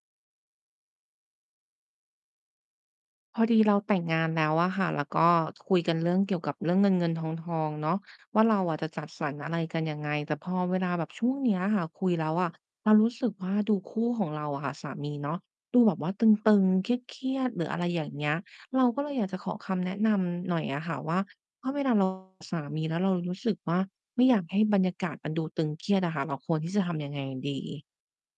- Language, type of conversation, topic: Thai, advice, ทำไมการคุยเรื่องเงินกับคู่ของคุณถึงทำให้ตึงเครียด และอยากให้การคุยจบลงแบบไหน?
- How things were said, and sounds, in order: distorted speech